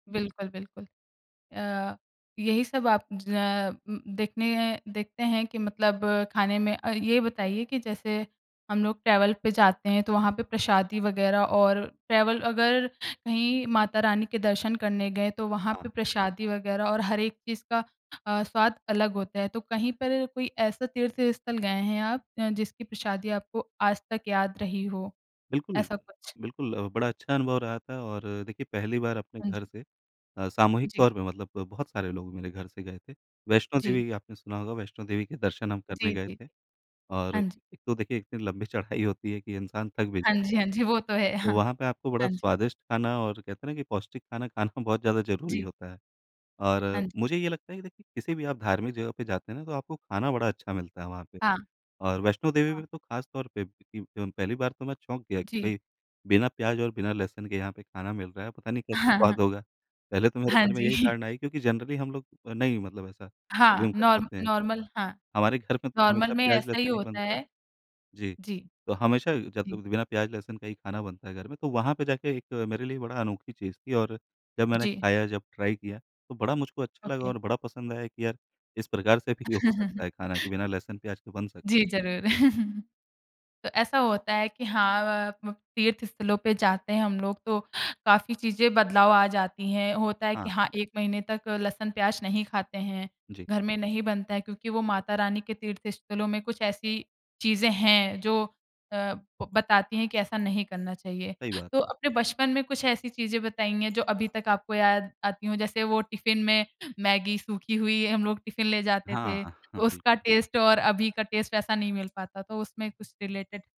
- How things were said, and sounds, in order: in English: "ट्रैवल"; in English: "ट्रैवल"; tapping; laughing while speaking: "वो तो है, हाँ"; laughing while speaking: "हाँ, हाँ"; chuckle; in English: "जनरली"; in English: "नॉर नॉर्मल"; in English: "अज़्यूम"; in English: "नॉर्मल"; in English: "ट्राई"; in English: "ओके"; chuckle; chuckle; other background noise; in English: "टेस्ट"; in English: "टेस्ट"; in English: "रिलेटेड?"
- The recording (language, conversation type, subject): Hindi, podcast, आपकी सबसे यादगार स्वाद की खोज कौन सी रही?